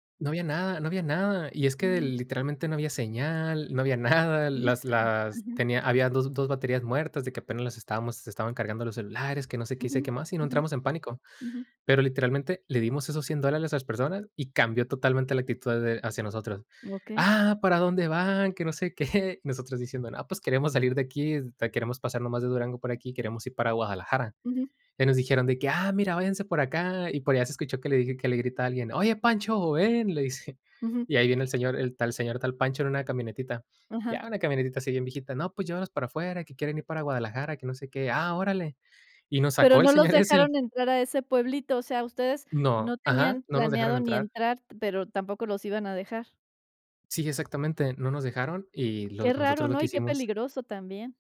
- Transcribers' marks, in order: chuckle
- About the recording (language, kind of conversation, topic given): Spanish, podcast, ¿Tienes alguna anécdota en la que perderte haya mejorado tu viaje?